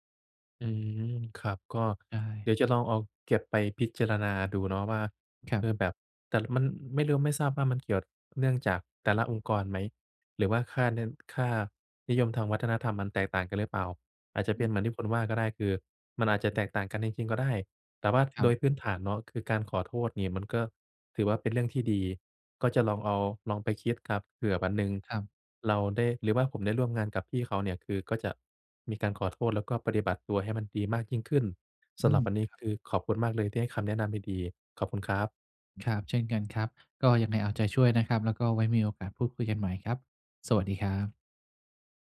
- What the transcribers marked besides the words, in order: other background noise
- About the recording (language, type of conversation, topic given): Thai, advice, จะรับมือกับความกลัวว่าจะล้มเหลวหรือถูกผู้อื่นตัดสินได้อย่างไร?